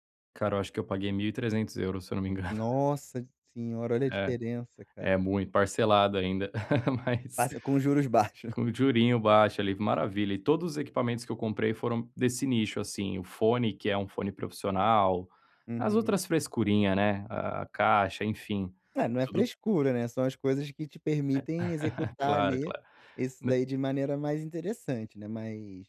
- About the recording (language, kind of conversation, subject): Portuguese, advice, Como posso usar limites de tempo para ser mais criativo?
- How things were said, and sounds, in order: chuckle; laughing while speaking: "mas"; laugh